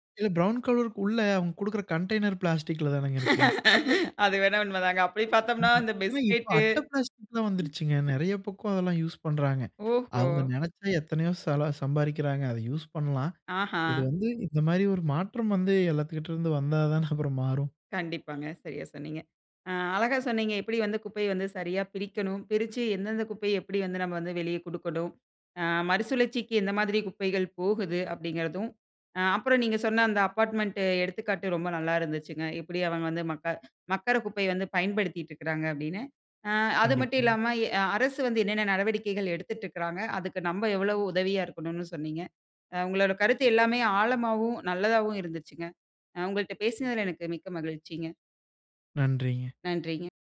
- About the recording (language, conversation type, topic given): Tamil, podcast, குப்பையைச் சரியாக அகற்றி மறுசுழற்சி செய்வது எப்படி?
- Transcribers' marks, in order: in English: "கண்டைனர் பிளாஸ்டிக்‌ல"; laugh; other noise; other background noise; chuckle; in English: "அப்பார்ட்மென்ட்"; "மக்குற" said as "மக்கர"